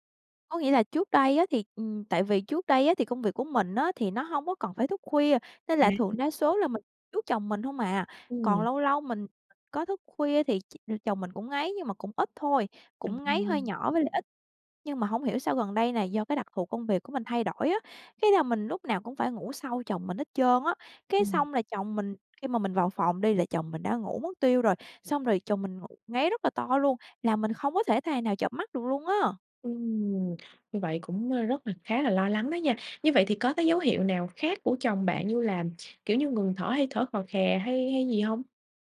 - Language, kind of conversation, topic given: Vietnamese, advice, Làm thế nào để xử lý tình trạng chồng/vợ ngáy to khiến cả hai mất ngủ?
- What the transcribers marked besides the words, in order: tapping